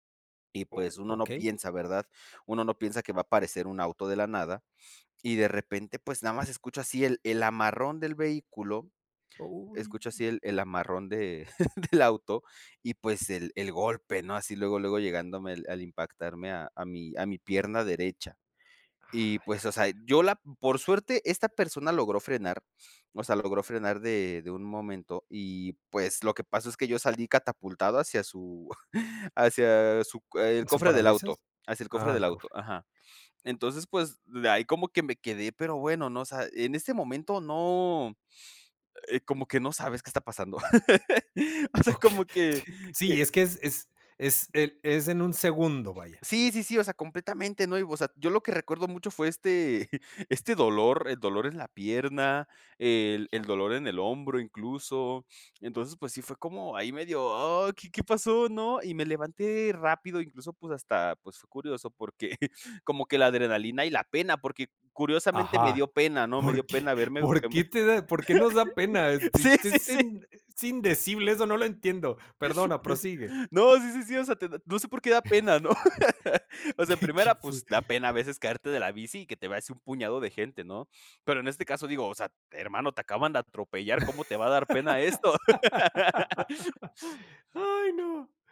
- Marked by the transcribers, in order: chuckle; chuckle; laugh; laughing while speaking: "O sea, como que"; chuckle; laughing while speaking: "porque"; laughing while speaking: "Por qué"; laugh; laughing while speaking: "sí, sí, sí"; chuckle; chuckle; laugh; tapping; laugh; laugh
- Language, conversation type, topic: Spanish, podcast, ¿Qué accidente recuerdas, ya sea en bicicleta o en coche?
- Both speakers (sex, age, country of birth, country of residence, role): male, 20-24, Mexico, Mexico, guest; male, 40-44, Mexico, Mexico, host